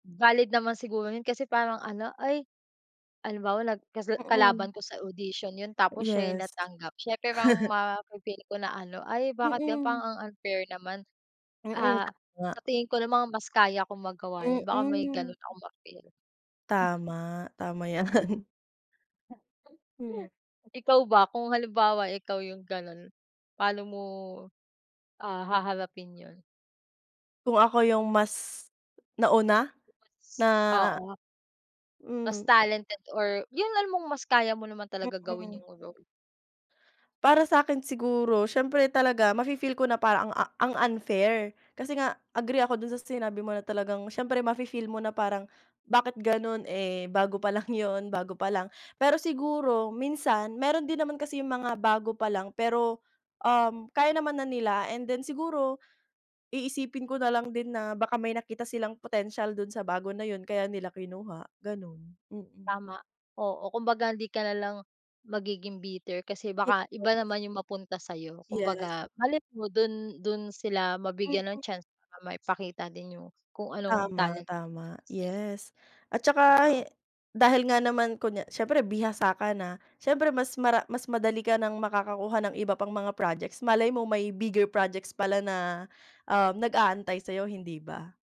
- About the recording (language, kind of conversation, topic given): Filipino, unstructured, Bakit may mga artistang mabilis sumikat kahit hindi naman gaanong talentado?
- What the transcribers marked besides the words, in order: chuckle; other background noise; tapping; chuckle; laughing while speaking: "'yan"; unintelligible speech